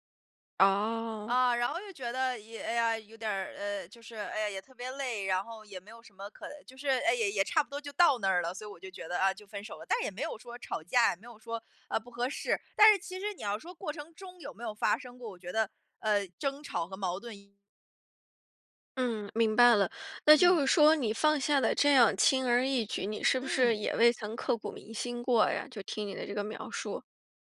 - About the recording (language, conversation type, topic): Chinese, podcast, 有什么歌会让你想起第一次恋爱？
- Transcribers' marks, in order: none